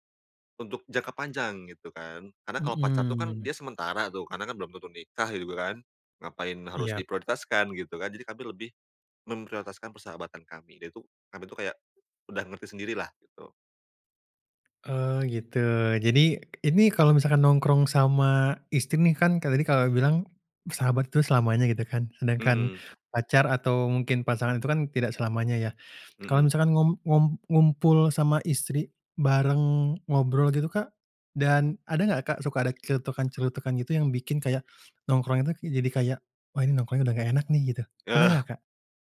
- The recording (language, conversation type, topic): Indonesian, podcast, Apa peran nongkrong dalam persahabatanmu?
- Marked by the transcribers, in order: tapping; other background noise; laughing while speaking: "Eh"